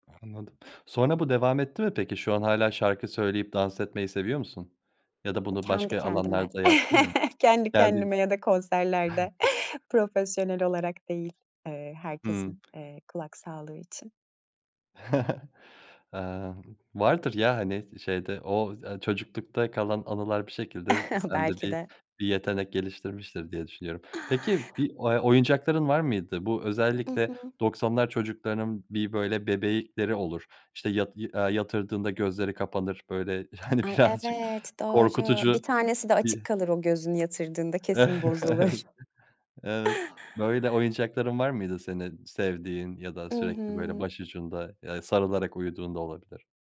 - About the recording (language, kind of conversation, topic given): Turkish, podcast, Çocukken en çok sevdiğin oyuncak ya da oyun konsolu hangisiydi ve onunla ilgili neler hatırlıyorsun?
- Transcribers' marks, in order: other background noise; chuckle; tapping; chuckle; chuckle; laughing while speaking: "hani, birazcık"; chuckle